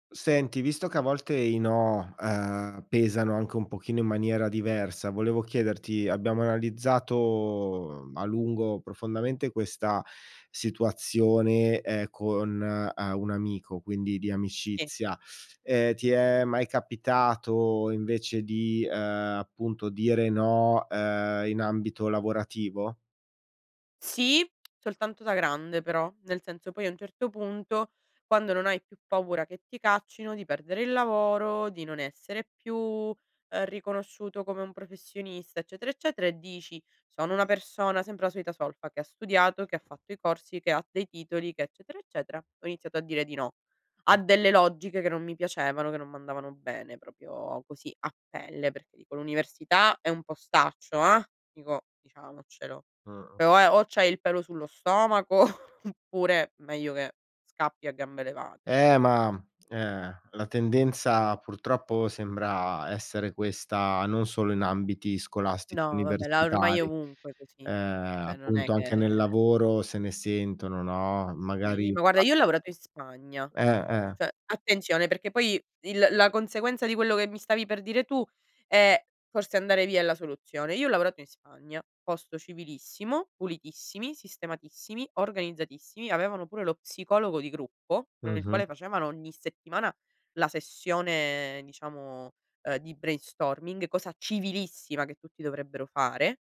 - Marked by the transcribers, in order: tapping; "proprio" said as "propio"; laughing while speaking: "stomaco"; "cioè" said as "che"; "cioè" said as "ceh"; in English: "brainstorming"
- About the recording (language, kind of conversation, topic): Italian, podcast, In che modo impari a dire no senza sensi di colpa?